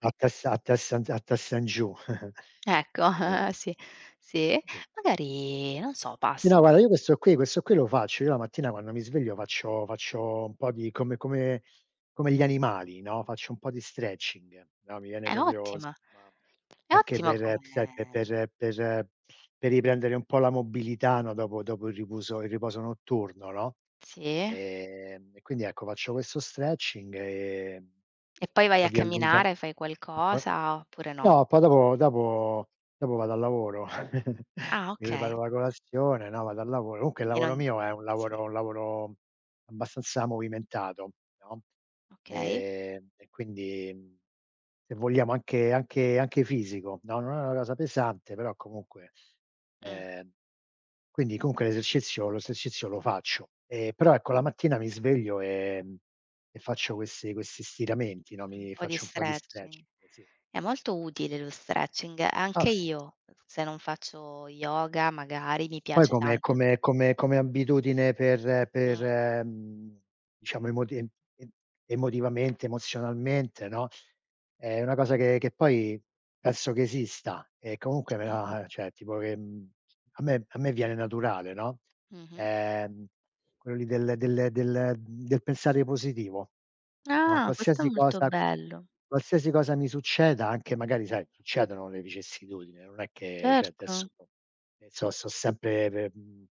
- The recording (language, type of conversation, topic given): Italian, unstructured, Quali abitudini ti aiutano a crescere come persona?
- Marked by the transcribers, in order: chuckle; "Sì" said as "ì"; "guarda" said as "guara"; "proprio" said as "propio"; chuckle; "comunque" said as "unque"; "l'esercizio" said as "l'osercizio"; "cioè" said as "ceh"; "cioè" said as "ceh"